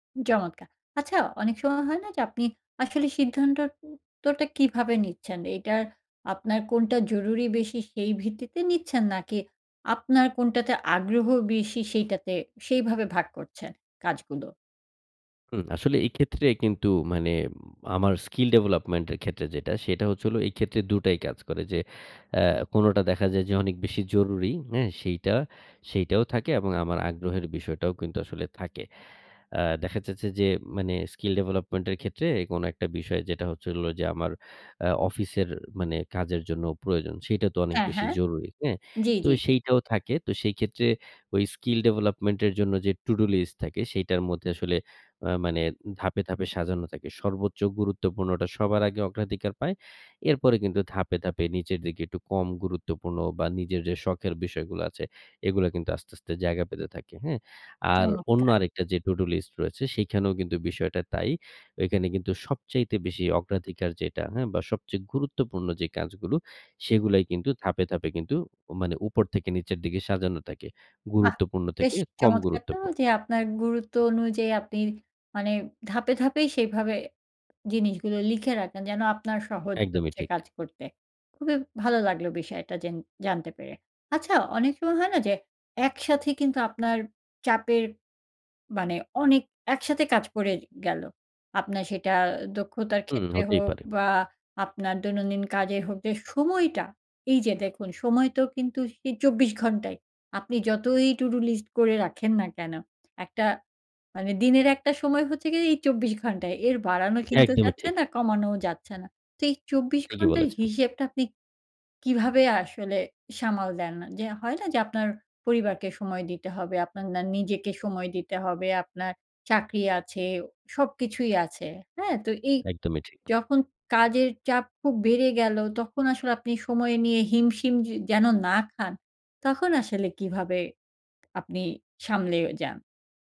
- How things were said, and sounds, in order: none
- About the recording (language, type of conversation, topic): Bengali, podcast, টু-ডু লিস্ট কীভাবে গুছিয়ে রাখেন?